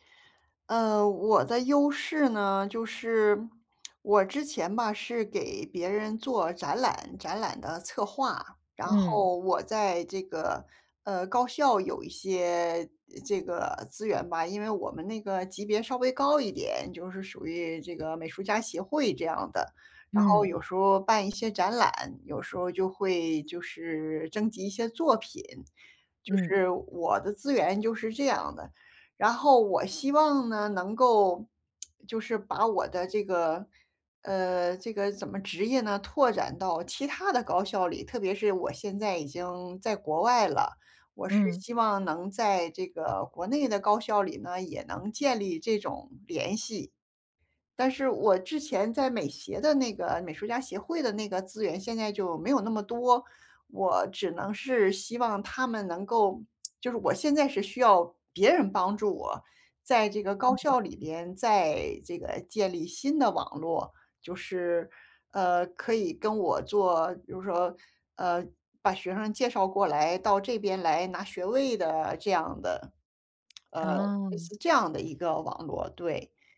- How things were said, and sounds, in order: other background noise
- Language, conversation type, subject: Chinese, advice, 我該如何建立一個能支持我走出新路的支持性人際網絡？